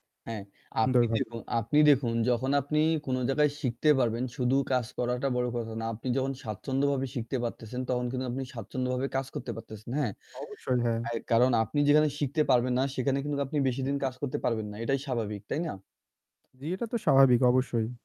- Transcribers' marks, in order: static; other background noise; tapping; distorted speech
- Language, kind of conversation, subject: Bengali, unstructured, কাজে ভুল হলে দোষারোপ করা হলে আপনার কেমন লাগে?